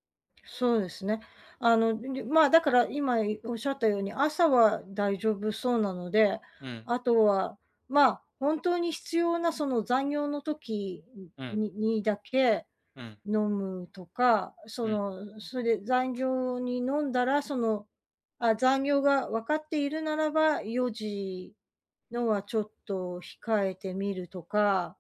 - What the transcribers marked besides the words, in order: unintelligible speech; tapping
- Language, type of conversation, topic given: Japanese, advice, カフェインや昼寝が原因で夜の睡眠が乱れているのですが、どうすれば改善できますか？